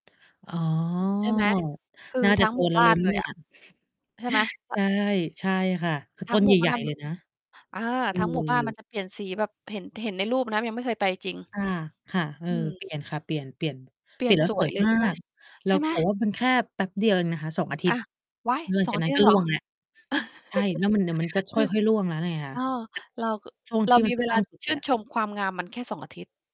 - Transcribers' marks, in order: tapping; distorted speech; other background noise; lip smack; giggle
- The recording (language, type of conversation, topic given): Thai, unstructured, คุณคิดว่าการปลูกต้นไม้ส่งผลดีต่อชุมชนอย่างไร?